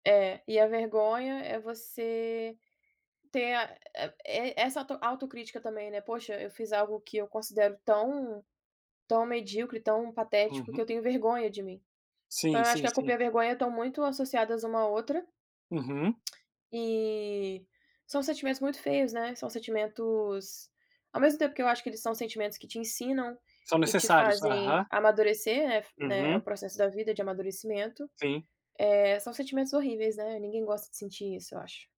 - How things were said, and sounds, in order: tapping
- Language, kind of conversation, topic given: Portuguese, podcast, Como você lida com arrependimentos das escolhas feitas?